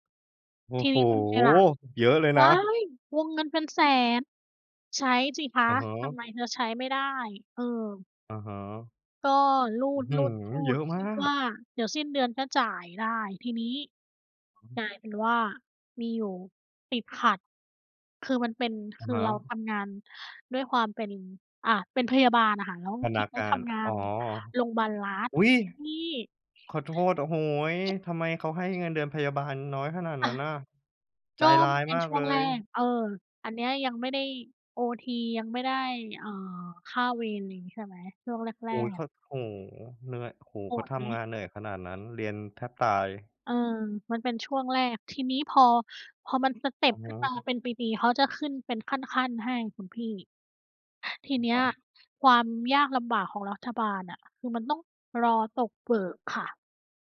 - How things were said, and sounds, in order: surprised: "อุ๊ย !"; other background noise
- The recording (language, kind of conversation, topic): Thai, unstructured, เงินออมคืออะไร และทำไมเราควรเริ่มออมเงินตั้งแต่เด็ก?